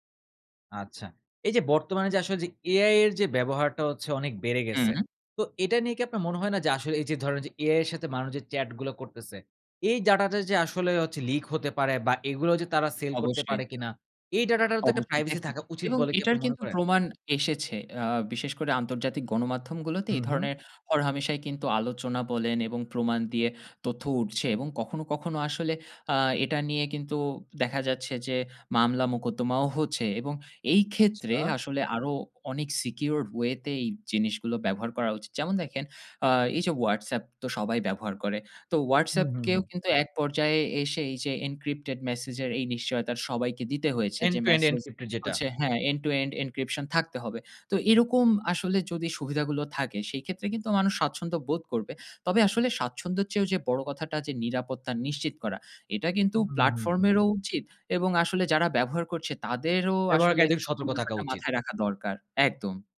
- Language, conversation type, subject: Bengali, podcast, ডাটা প্রাইভেসি নিয়ে আপনি কী কী সতর্কতা নেন?
- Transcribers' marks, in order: in English: "leak"; in English: "privacy"; in English: "secured way"; in English: "encrypted"; in English: "end to end encrypted"; in English: "end to end encryption"; in English: "platform"